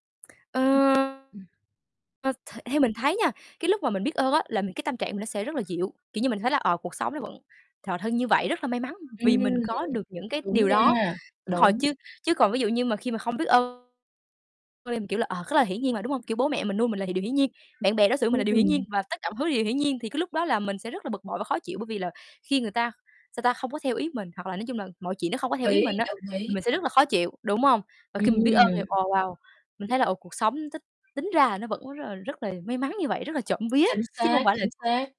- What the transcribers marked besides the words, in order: distorted speech; tapping; background speech; other background noise
- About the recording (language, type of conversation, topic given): Vietnamese, unstructured, Tại sao bạn nghĩ lòng biết ơn lại quan trọng trong cuộc sống?